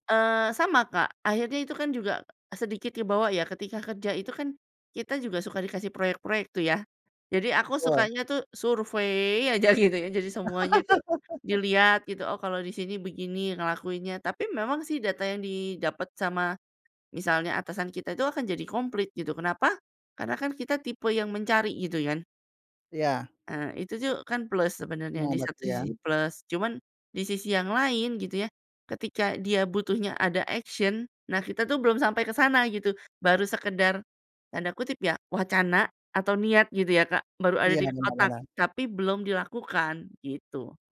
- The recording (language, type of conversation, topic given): Indonesian, podcast, Kapan kamu memutuskan untuk berhenti mencari informasi dan mulai praktik?
- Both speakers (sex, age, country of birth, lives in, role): female, 40-44, Indonesia, Indonesia, guest; male, 30-34, Indonesia, Indonesia, host
- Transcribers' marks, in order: laughing while speaking: "gitu ya"; laugh; in English: "action"